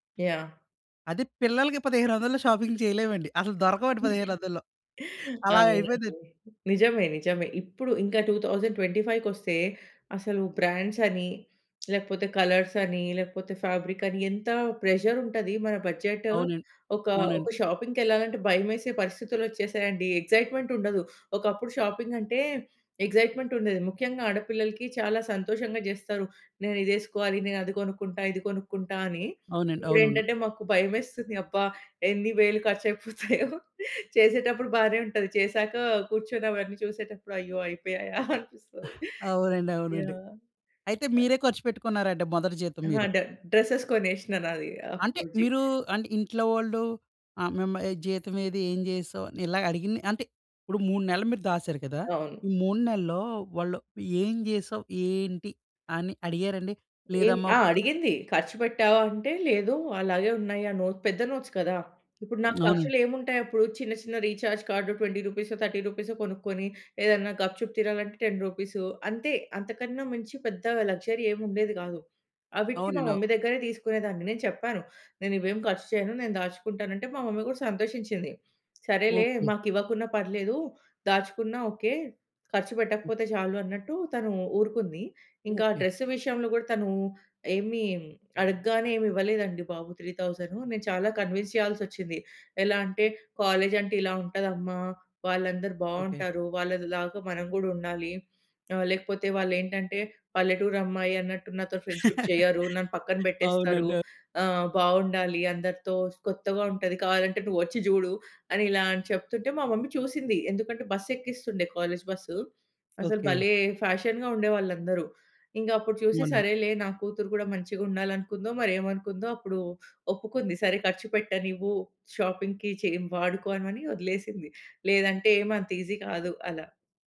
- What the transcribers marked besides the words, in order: in English: "షాపింగ్"; laughing while speaking: "అసలు దొరకవండి పదిహేనొందలులో. అలాగయిపోయిందండి"; giggle; in English: "టూ థౌసండ్ ట్వెంటీ ఫైవ్‌కి"; tapping; in English: "బడ్జెట్"; in English: "షాపింగ్‌కెళ్ళాలంటే"; giggle; laughing while speaking: "అయిపోయాయా అనిపిస్తది"; laughing while speaking: "అవునండి. అవునండి"; in English: "డ డ్రెసెస్"; other background noise; in English: "నోట్"; in English: "నోట్స్"; in English: "రీచార్జ్ కార్డ్ ట్వెంటీ"; in English: "థర్టీ"; in English: "టెన్ రూపీస్"; in English: "లగ్జరీ"; in English: "మమ్మీ"; in English: "మమ్మీ"; in English: "డ్రెస్"; in English: "త్రీ థౌసండ్"; in English: "కన్విన్స్"; chuckle; in English: "ఫ్రెండ్‌షిప్"; in English: "మమ్మీ"; in English: "ఫ్యాషన్‌గా"; in English: "షాపింగ్‌కి"; in English: "ఈజీ"
- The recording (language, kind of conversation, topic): Telugu, podcast, మొదటి జీతాన్ని మీరు స్వయంగా ఎలా ఖర్చు పెట్టారు?